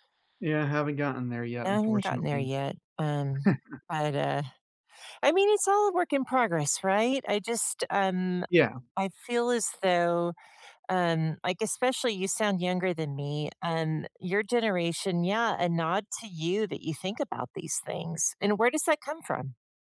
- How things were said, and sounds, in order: chuckle; tapping
- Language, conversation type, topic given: English, unstructured, What historical event inspires you most?